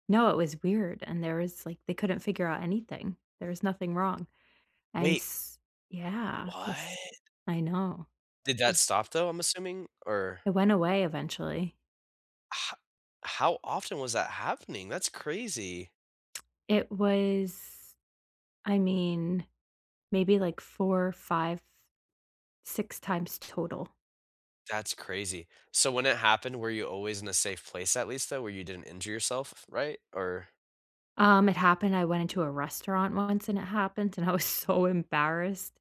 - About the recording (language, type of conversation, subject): English, unstructured, How can I act on something I recently learned about myself?
- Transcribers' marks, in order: put-on voice: "What?"; tsk